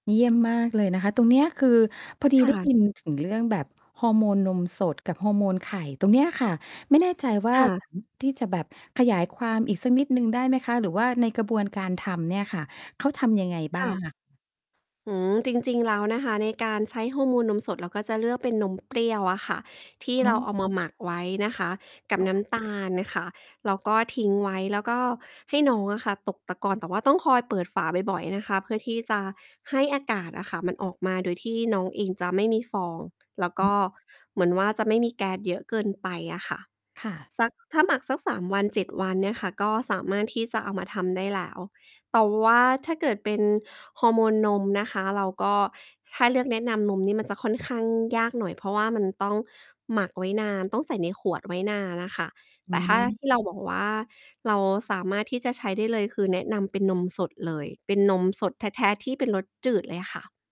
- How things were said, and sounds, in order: distorted speech; other background noise; other noise
- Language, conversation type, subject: Thai, podcast, คุณช่วยเล่าประสบการณ์การปลูกต้นไม้หรือทำสวนที่คุณภูมิใจให้ฟังหน่อยได้ไหม?